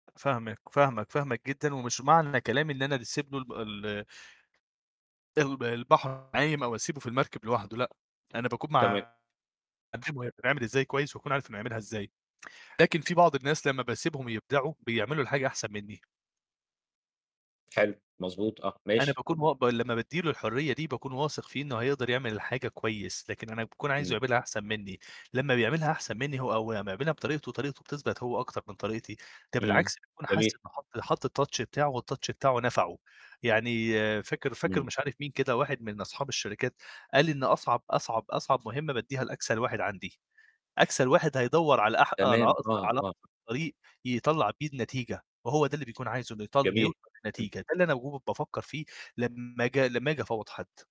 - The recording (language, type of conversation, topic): Arabic, podcast, إيه طريقتك في تفويض المهام بشكل فعّال؟
- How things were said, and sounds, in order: distorted speech; "أسيب" said as "دسيب"; unintelligible speech; in English: "الtouch"; in English: "والtouch"